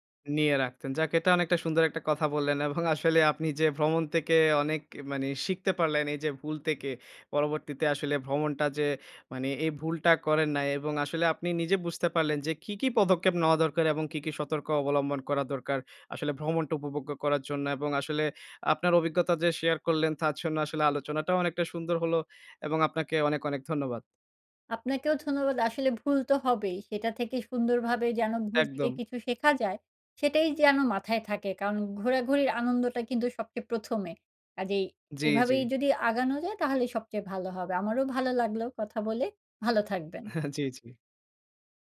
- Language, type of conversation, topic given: Bengali, podcast, ভ্রমণে তোমার সবচেয়ে বড় ভুলটা কী ছিল, আর সেখান থেকে তুমি কী শিখলে?
- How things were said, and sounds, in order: tapping; laughing while speaking: "এবং"; other background noise; "ধন্যবাদ" said as "ধন্যল"; chuckle